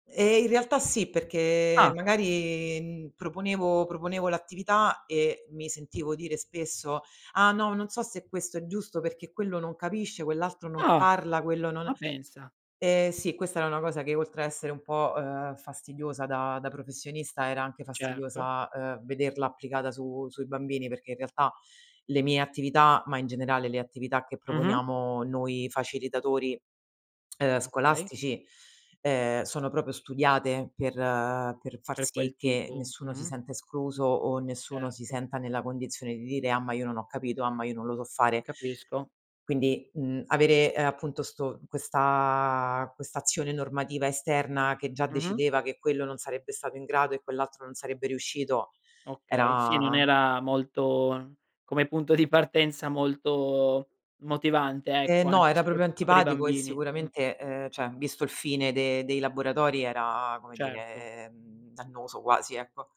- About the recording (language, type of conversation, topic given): Italian, podcast, Come si può favorire l’inclusione dei nuovi arrivati?
- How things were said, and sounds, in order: other background noise; tapping; tsk; "proprio" said as "propio"; laughing while speaking: "di partenza"; "proprio" said as "propio"; "cioè" said as "ceh"